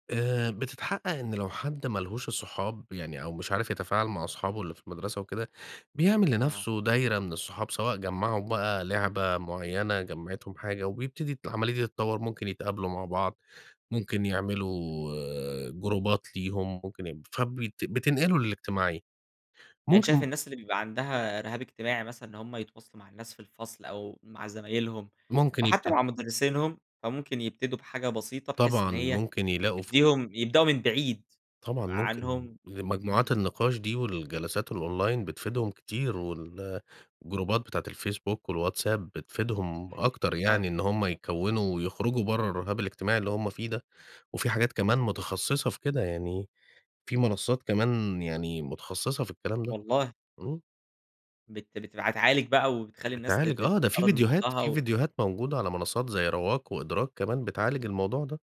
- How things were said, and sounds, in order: tapping; in English: "جروبات"; in English: "الonline"; in English: "والجروبات"; "بتبقى" said as "بتبعى"
- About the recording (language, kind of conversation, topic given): Arabic, podcast, إزاي السوشال ميديا أثرت على علاقتنا بالناس؟